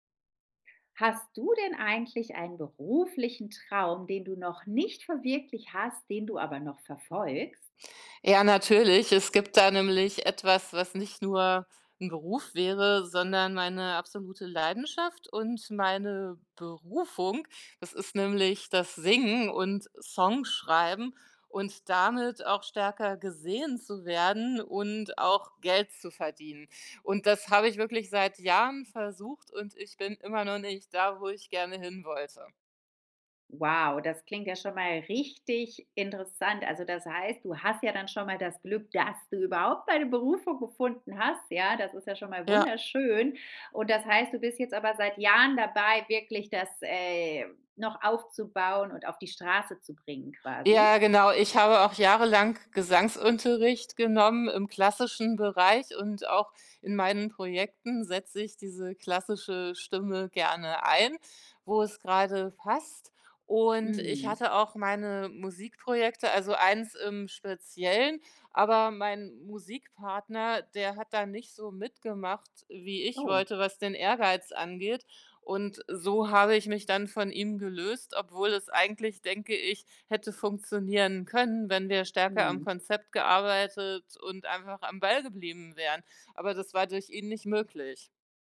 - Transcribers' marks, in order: stressed: "richtig"; stressed: "dass"; joyful: "deine Berufung gefunden hast"
- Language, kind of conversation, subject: German, podcast, Hast du einen beruflichen Traum, den du noch verfolgst?